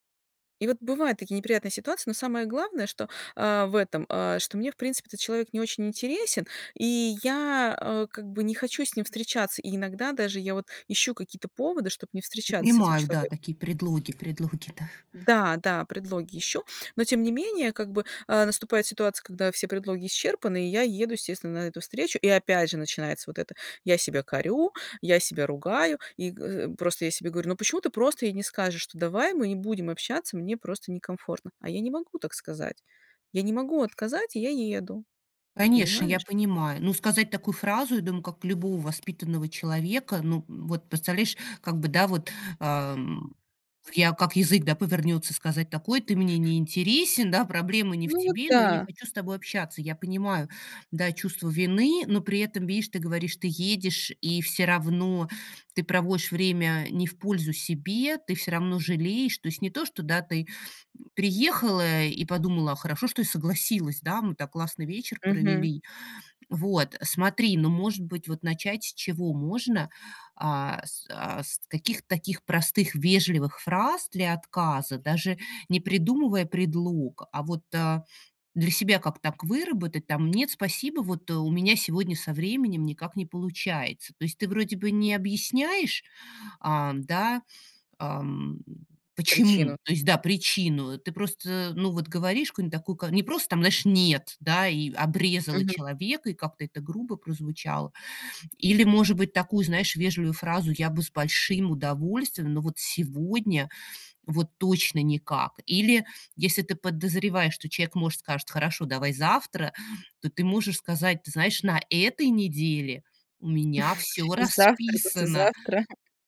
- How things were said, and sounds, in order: chuckle; other background noise; chuckle; laughing while speaking: "послезавтра"
- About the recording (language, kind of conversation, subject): Russian, advice, Как научиться говорить «нет», не расстраивая других?
- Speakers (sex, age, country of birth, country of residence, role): female, 40-44, Russia, Portugal, user; female, 40-44, Russia, United States, advisor